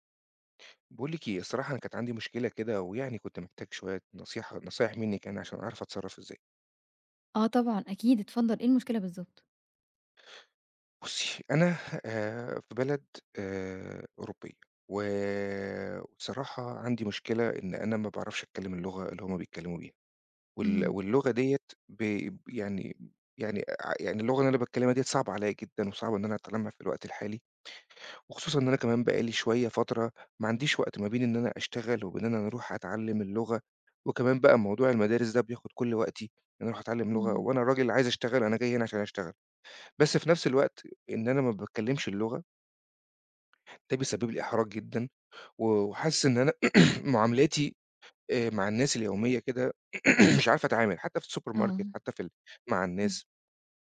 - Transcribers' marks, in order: throat clearing; throat clearing; in English: "السوبر ماركت"
- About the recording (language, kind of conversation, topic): Arabic, advice, إزاي حاجز اللغة بيأثر على مشاويرك اليومية وبيقلل ثقتك في نفسك؟